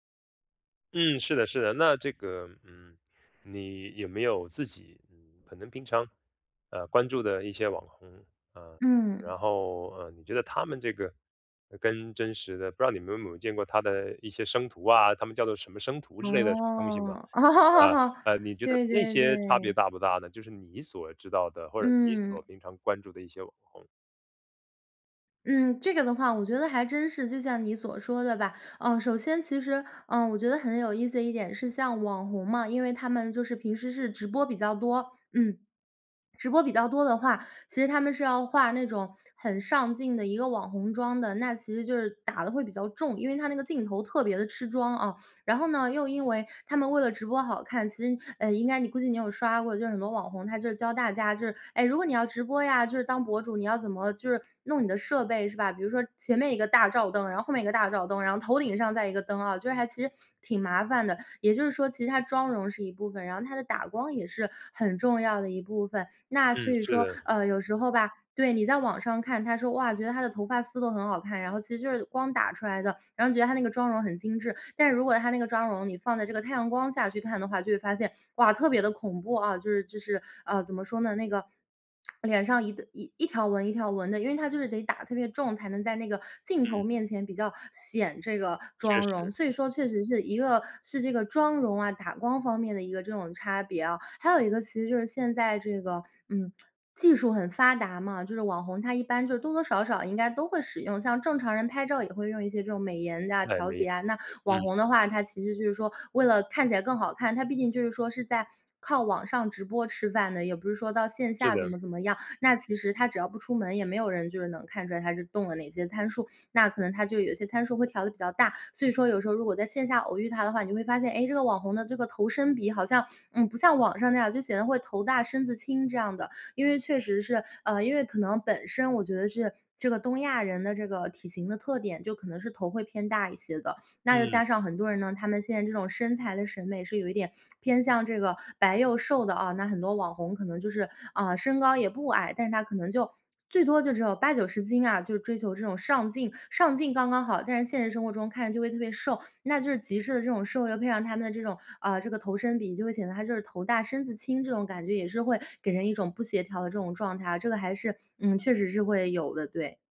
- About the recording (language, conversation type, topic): Chinese, podcast, 网红呈现出来的形象和真实情况到底相差有多大？
- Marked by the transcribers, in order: other background noise; laughing while speaking: "哦"; lip smack; lip smack; other noise; lip smack